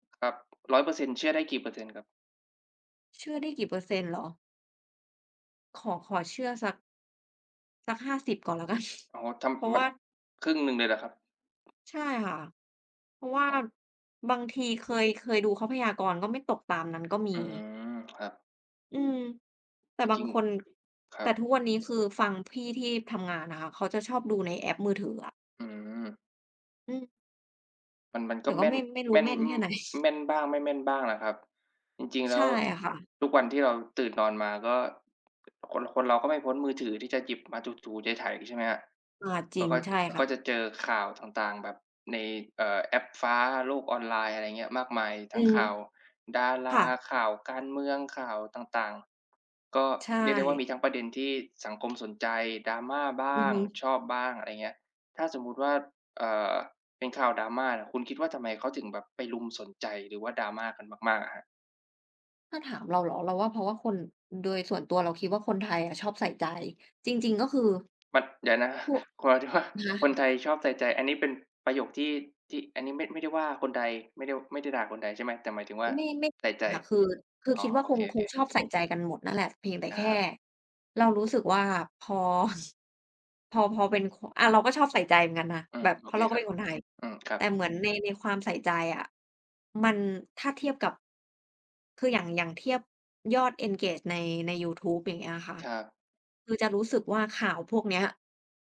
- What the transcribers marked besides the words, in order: other background noise; tapping; in English: "Engage"
- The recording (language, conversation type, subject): Thai, unstructured, ทำไมคนถึงชอบติดตามดราม่าของดาราในโลกออนไลน์?